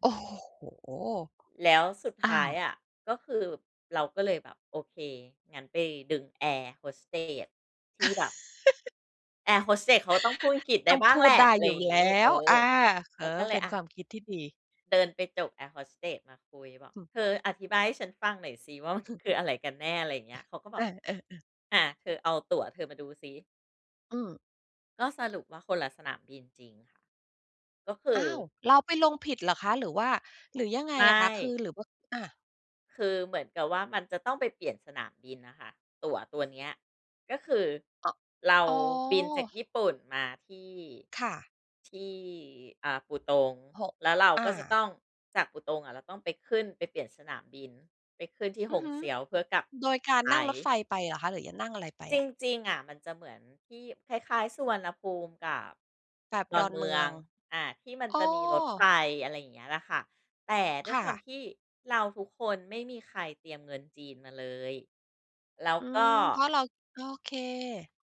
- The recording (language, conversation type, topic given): Thai, podcast, เวลาเจอปัญหาระหว่างเดินทาง คุณรับมือยังไง?
- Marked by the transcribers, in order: chuckle; chuckle